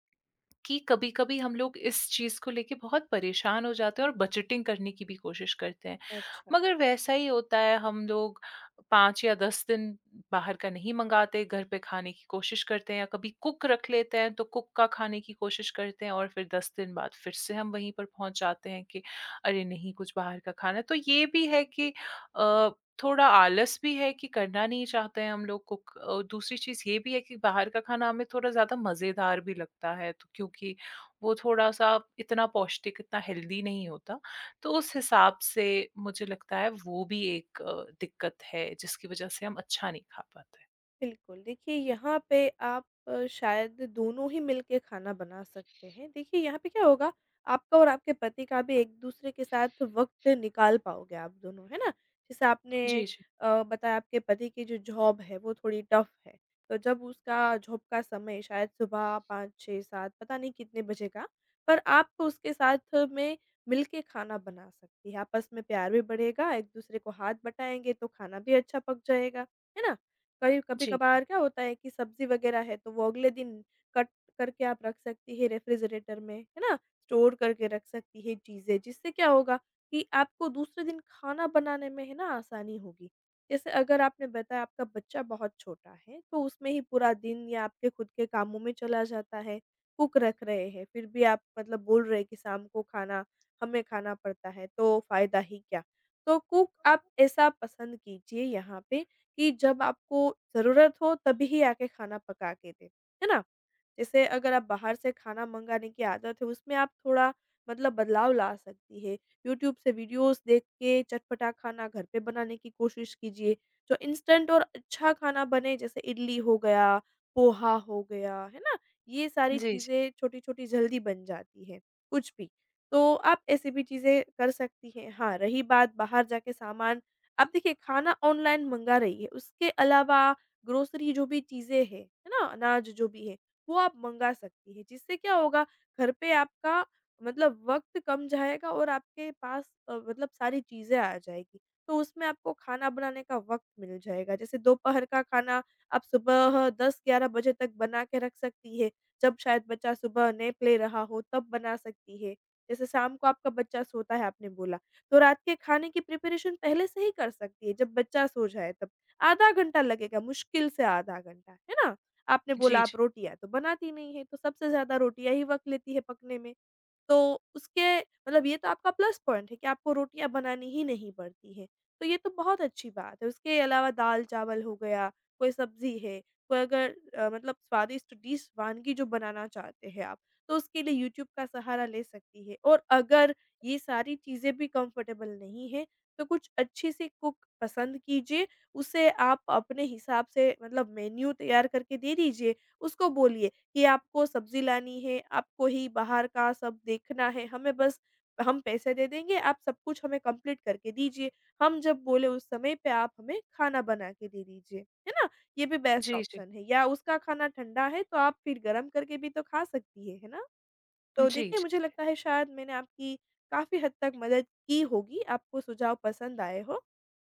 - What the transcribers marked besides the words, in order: in English: "कुक"; tapping; in English: "कुक"; in English: "कुक"; in English: "हेल्दी"; in English: "जॉब"; in English: "टफ"; in English: "जॉब"; in English: "कट"; in English: "स्टोर"; in English: "कुक"; in English: "कुक"; horn; in English: "वीडियोज़"; in English: "इंस्टेंट"; in English: "ग्रोसरी"; in English: "नैप"; in English: "प्रिपरेशन"; in English: "प्लस पॉइंट"; in English: "डिश"; in English: "कंफ़र्टेबल"; in English: "कुक"; in English: "मेन्यू"; in English: "कम्पलीट"; in English: "बेस्ट ऑप्शन"
- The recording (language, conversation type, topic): Hindi, advice, स्वस्थ भोजन बनाने का समय मेरे पास क्यों नहीं होता?